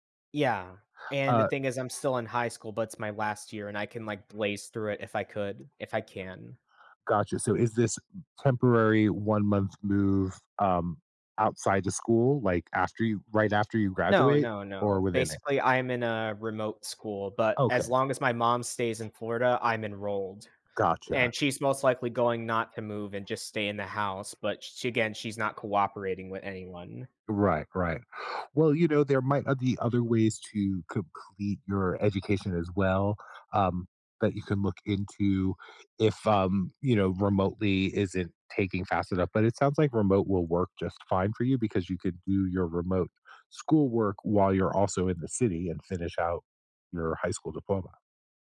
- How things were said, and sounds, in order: tapping
- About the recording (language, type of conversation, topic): English, advice, How can I make friends and feel more settled when moving to a new city alone?
- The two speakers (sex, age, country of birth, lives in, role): male, 20-24, United States, United States, user; male, 50-54, United States, United States, advisor